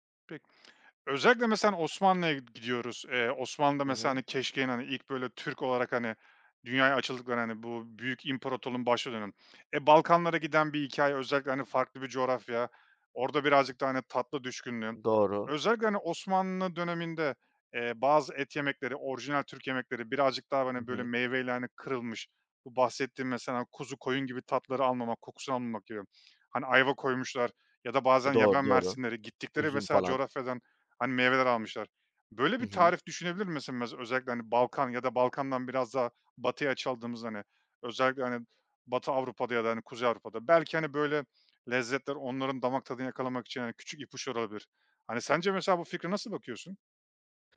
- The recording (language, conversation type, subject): Turkish, podcast, Ailenin aktardığı bir yemek tarifi var mı?
- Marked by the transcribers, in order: none